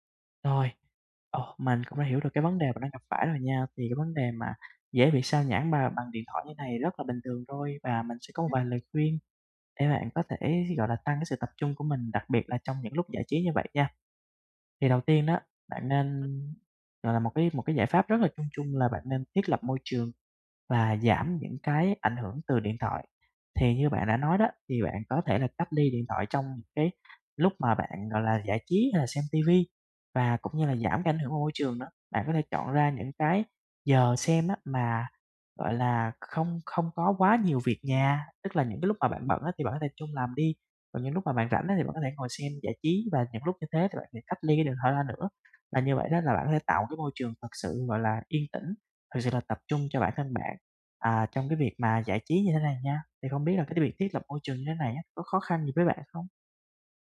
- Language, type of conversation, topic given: Vietnamese, advice, Làm sao để tránh bị xao nhãng khi xem phim hoặc nghe nhạc ở nhà?
- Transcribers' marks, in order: tapping; other background noise